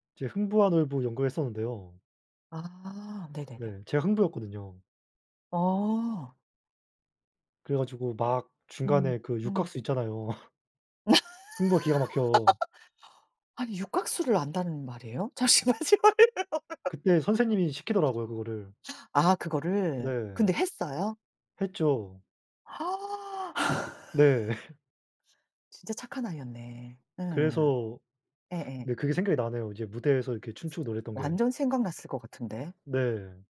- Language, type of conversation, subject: Korean, unstructured, 어린 시절 친구들과의 추억 중 가장 즐거웠던 기억은 무엇인가요?
- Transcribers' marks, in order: laughing while speaking: "있잖아요"; laugh; laughing while speaking: "잠시만요"; laugh; tapping; other background noise; gasp; gasp; laugh